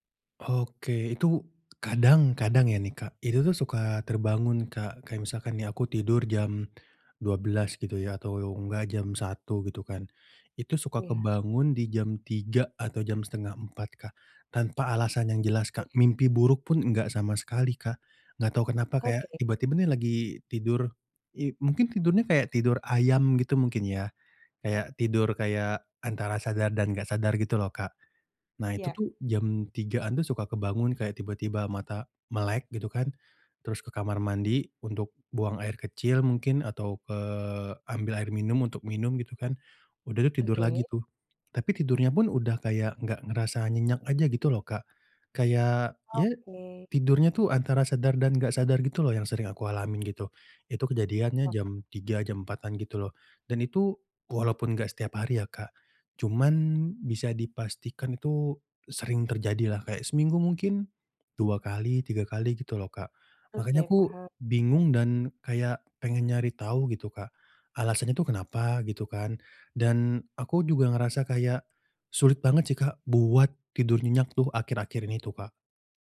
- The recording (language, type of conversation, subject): Indonesian, advice, Mengapa saya sering sulit merasa segar setelah tidur meskipun sudah tidur cukup lama?
- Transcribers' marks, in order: unintelligible speech; other background noise